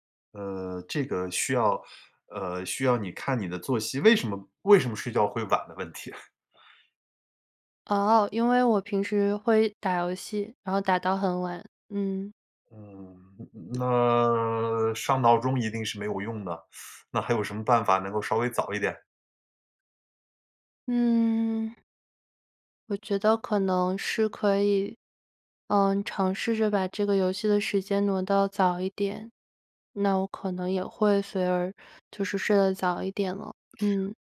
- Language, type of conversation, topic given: Chinese, advice, 为什么我晚上睡前总是忍不住吃零食，结果影响睡眠？
- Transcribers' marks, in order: laughing while speaking: "题"; teeth sucking